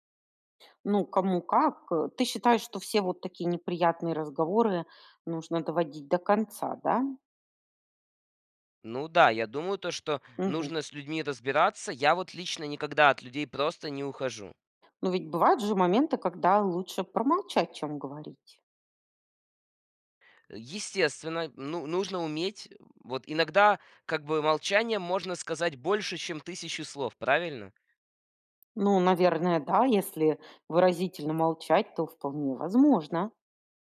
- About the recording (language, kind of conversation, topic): Russian, podcast, Что помогает избежать недопониманий онлайн?
- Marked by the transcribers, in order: tapping